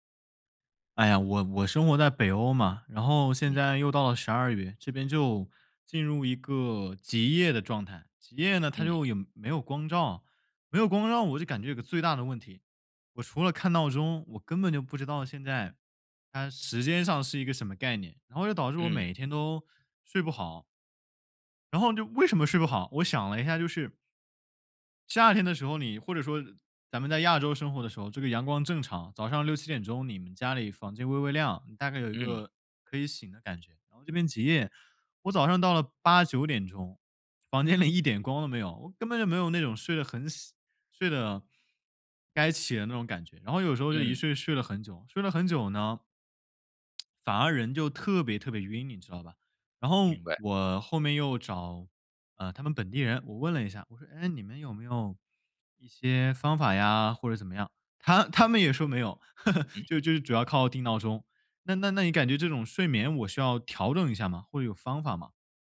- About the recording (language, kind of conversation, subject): Chinese, advice, 如何通过优化恢复与睡眠策略来提升运动表现？
- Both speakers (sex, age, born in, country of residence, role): male, 20-24, China, Finland, user; male, 35-39, China, United States, advisor
- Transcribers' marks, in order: laughing while speaking: "里"; tapping; laughing while speaking: "他 他们"; chuckle